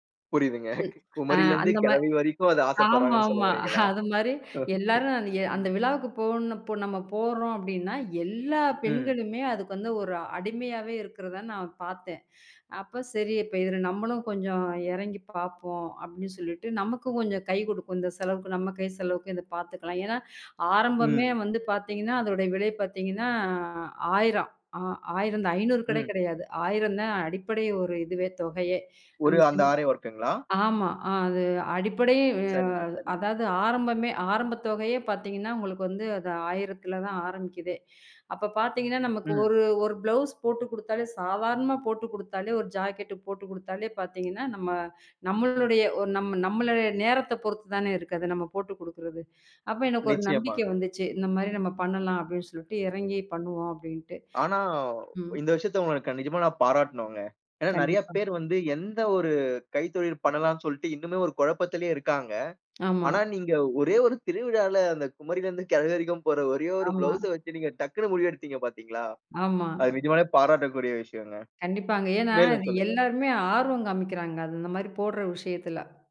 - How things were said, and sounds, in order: laughing while speaking: "புரியுதுங்க. குமரியிலிருந்து, கிழவி வரைக்கும் அது ஆசைப்படுறாங்கன்னு சொல்ல வர்றீங்களா? ஓகே"; chuckle; other background noise; in English: "ஆரீ வொர்க்குங்களா?"; other noise
- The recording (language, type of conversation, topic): Tamil, podcast, புதிதாக ஏதாவது கற்றுக்கொள்ளும் போது வரும் மகிழ்ச்சியை நீண்டகாலம் எப்படி நிலைநிறுத்துவீர்கள்?